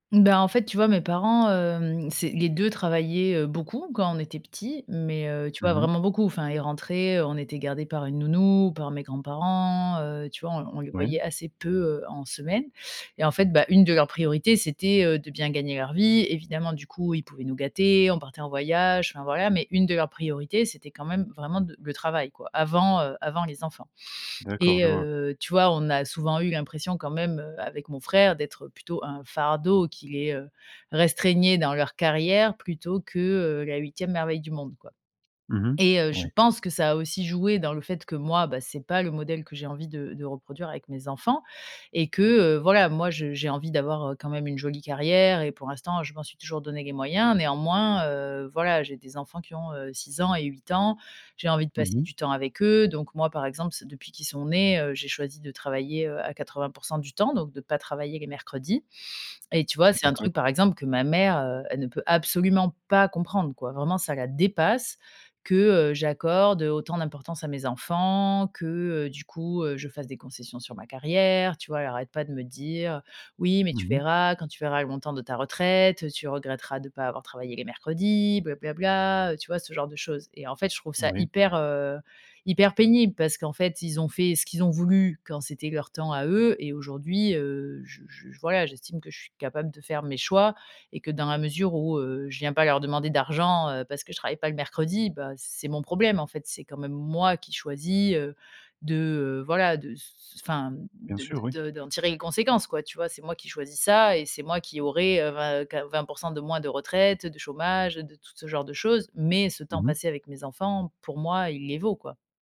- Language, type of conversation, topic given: French, advice, Comment puis-je concilier mes objectifs personnels avec les attentes de ma famille ou de mon travail ?
- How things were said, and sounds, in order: none